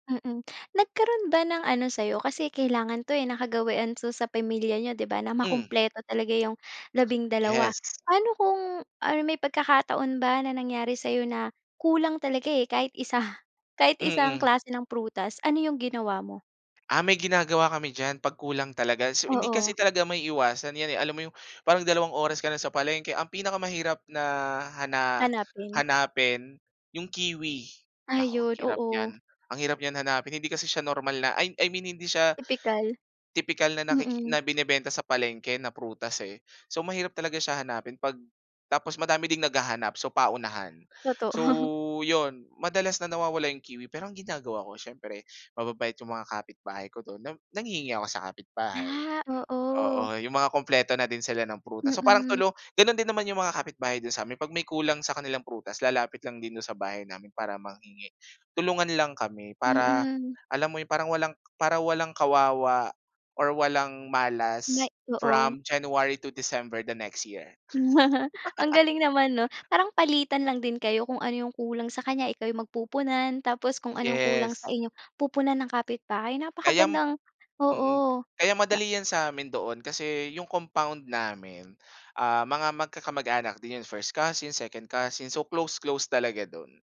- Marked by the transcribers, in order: gasp; gasp; laugh; laugh; in English: "First cousin, second cousin, so, close close"
- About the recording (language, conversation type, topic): Filipino, podcast, Ano ang karaniwan ninyong ginagawa tuwing Noche Buena o Media Noche?